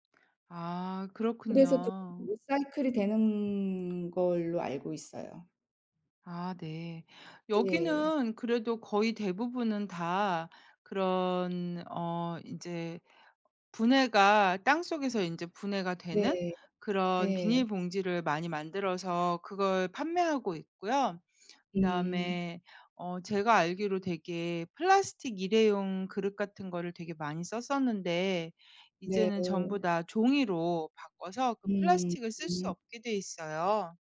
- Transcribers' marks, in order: other background noise
- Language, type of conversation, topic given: Korean, unstructured, 쓰레기를 줄이기 위해 개인이 할 수 있는 일에는 무엇이 있을까요?